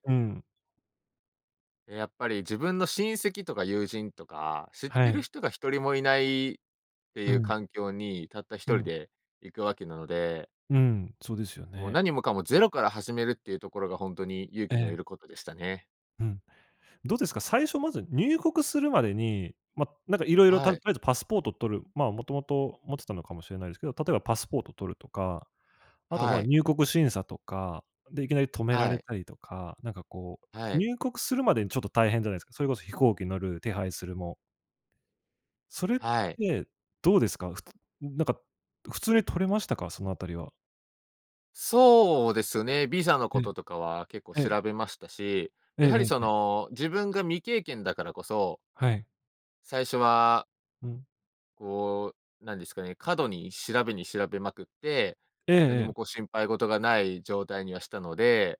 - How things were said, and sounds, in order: other background noise; other noise
- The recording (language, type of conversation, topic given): Japanese, podcast, 初めての一人旅で学んだことは何ですか？
- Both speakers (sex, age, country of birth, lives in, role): male, 25-29, Japan, Japan, guest; male, 25-29, Japan, Japan, host